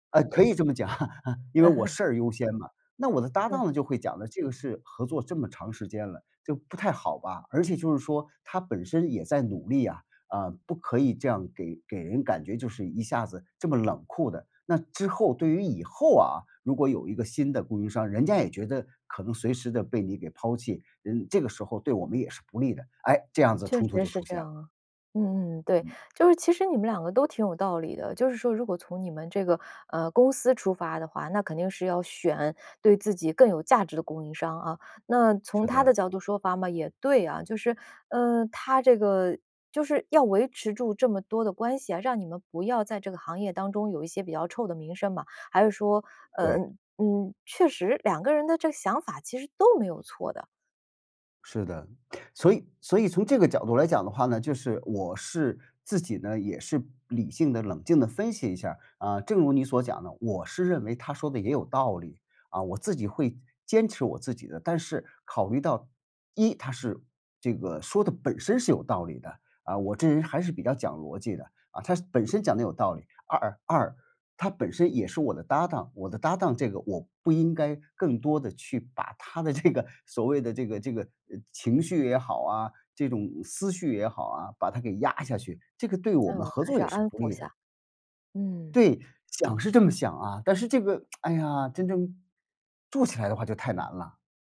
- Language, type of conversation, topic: Chinese, podcast, 合作时你如何平衡个人风格？
- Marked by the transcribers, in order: laugh; chuckle; other background noise; laughing while speaking: "这个"; tsk